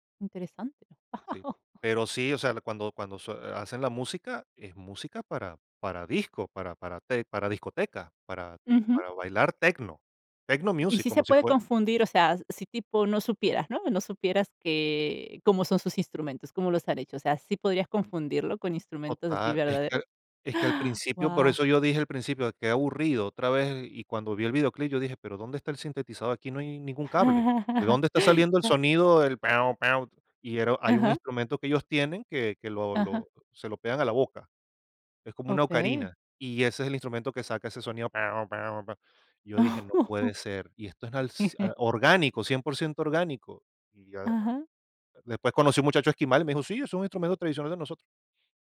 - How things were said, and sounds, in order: laugh; gasp; chuckle; laugh
- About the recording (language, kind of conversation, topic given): Spanish, podcast, ¿Cómo influyen tu cultura y tus raíces en la música que haces?